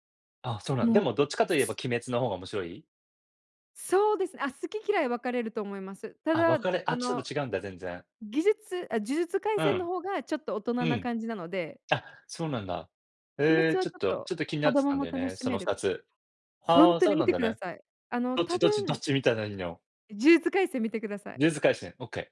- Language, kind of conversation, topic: Japanese, unstructured, 最近観た映画の中で、特に印象に残っている作品は何ですか？
- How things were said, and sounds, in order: none